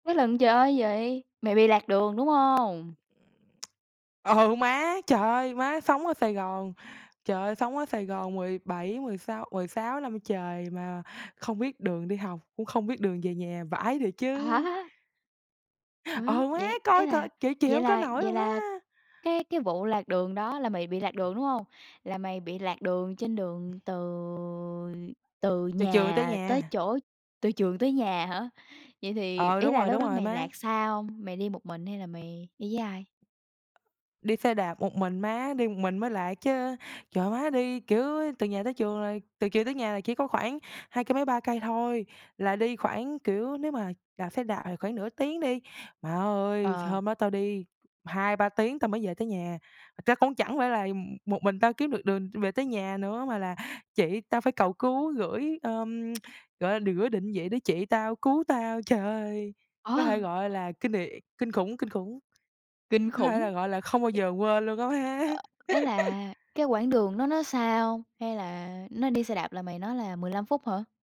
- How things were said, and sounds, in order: other background noise; other noise; tapping; laughing while speaking: "Ờ"; tsk; "gửi" said as "đửa"; laughing while speaking: "Ờ"; laughing while speaking: "má"; laugh
- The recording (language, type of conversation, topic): Vietnamese, podcast, Bạn từng bị lạc đường ở đâu, và bạn có thể kể lại chuyện đó không?